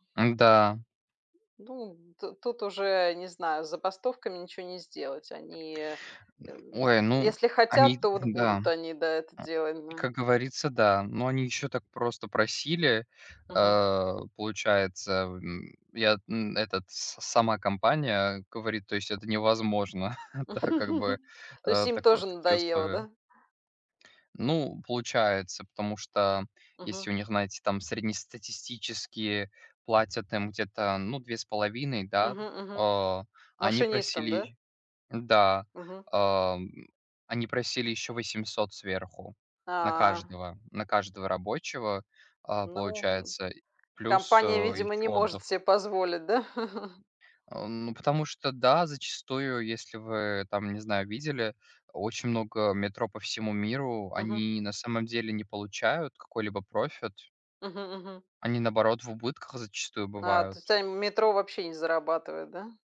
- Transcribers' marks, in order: grunt; tapping; chuckle; laugh; laugh
- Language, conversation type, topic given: Russian, unstructured, Вы бы выбрали путешествие на машине или на поезде?